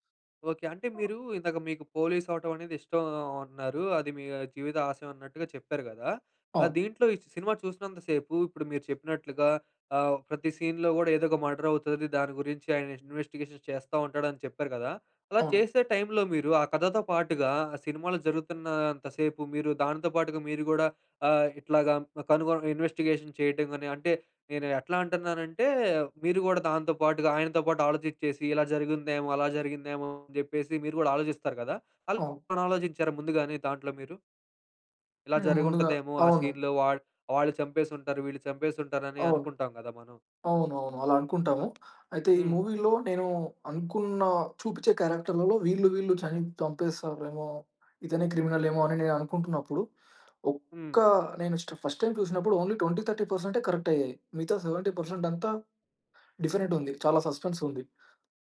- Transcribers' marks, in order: tapping; in English: "సీన్‌లో"; in English: "మర్డర్"; in English: "ఇన్వెస్టిగేషన్"; in English: "ఇన్వెస్టిగేషన్"; in English: "సీన్‌లో"; in English: "మూవీలో"; in English: "క్యారెక్టర్‌లలో"; in English: "ఫస్ట్ టైమ్"; in English: "ఓన్లీ 20, ట్వెంటీ థర్టీ పర్సెంట్ కరెక్ట్"; in English: "సెవెంటీ పర్సెంట్"; in English: "డిఫరెంట్"; in English: "సస్పెన్స్"
- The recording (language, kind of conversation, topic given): Telugu, podcast, మీరు ఇప్పటికీ ఏ సినిమా కథను మర్చిపోలేక గుర్తు పెట్టుకుంటున్నారు?